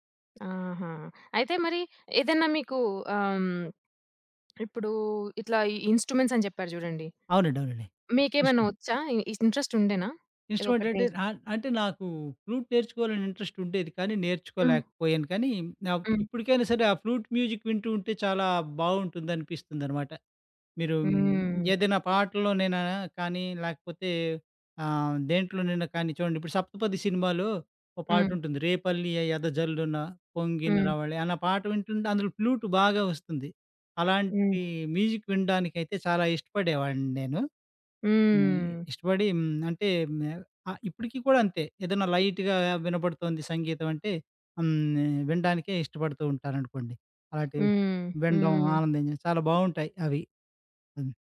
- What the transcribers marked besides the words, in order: tapping; swallow; in English: "ఇ ఇంట్రెస్ట్"; in English: "ఇన్‌స్ట్రుమెంట్"; in English: "ఫ్లూట్"; in English: "ఫ్లూట్ మ్యూజిక్"; other background noise; in English: "మ్యూజిక్"; in English: "లైట్‌గా"; sniff
- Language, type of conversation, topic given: Telugu, podcast, ప్రత్యక్ష సంగీత కార్యక్రమానికి ఎందుకు వెళ్తారు?